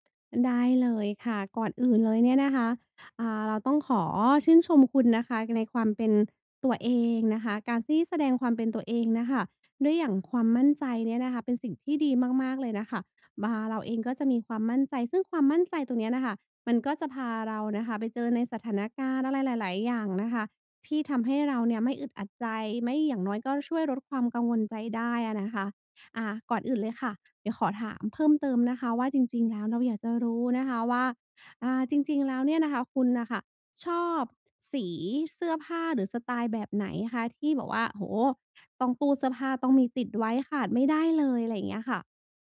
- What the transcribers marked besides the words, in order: none
- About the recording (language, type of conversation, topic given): Thai, advice, จะเริ่มหาสไตล์ส่วนตัวที่เหมาะกับชีวิตประจำวันและงบประมาณของคุณได้อย่างไร?